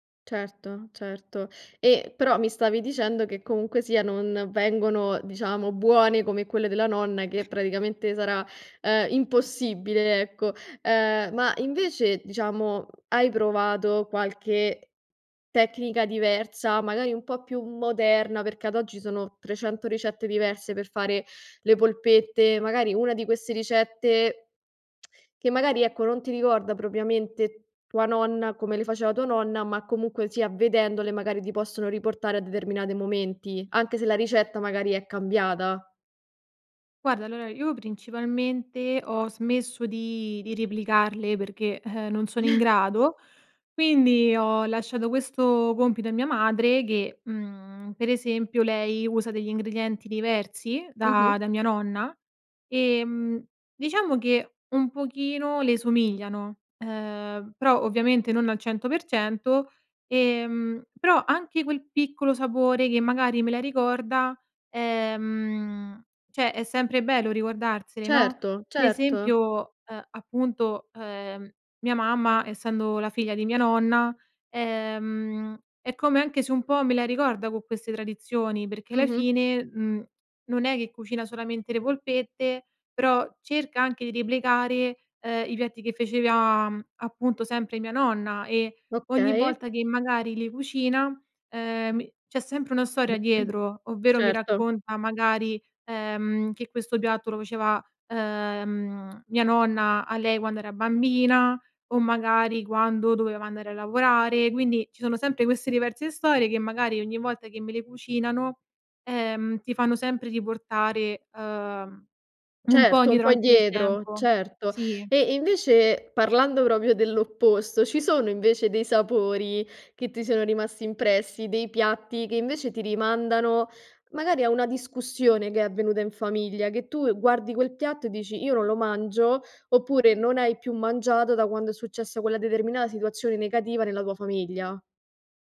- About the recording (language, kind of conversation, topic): Italian, podcast, Quali sapori ti riportano subito alle cene di famiglia?
- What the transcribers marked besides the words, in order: other background noise; tongue click; tapping; chuckle; "però" said as "prò"; "faceva" said as "fecevia"; throat clearing; "proprio" said as "propio"